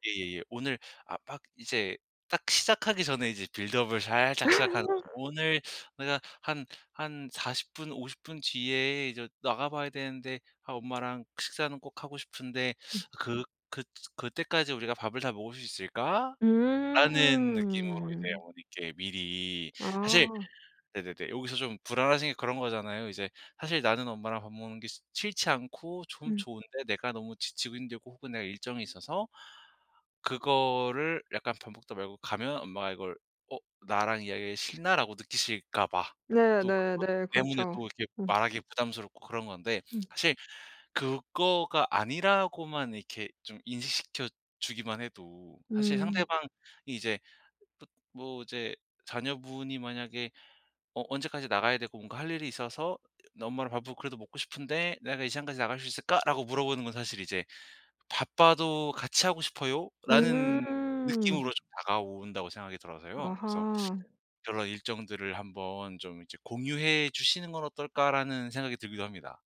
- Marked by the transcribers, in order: laugh; drawn out: "음"; other background noise
- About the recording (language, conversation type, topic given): Korean, advice, 사적 시간을 실용적으로 보호하려면 어디서부터 어떻게 시작하면 좋을까요?
- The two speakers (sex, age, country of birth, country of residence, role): female, 35-39, South Korea, France, user; male, 25-29, South Korea, South Korea, advisor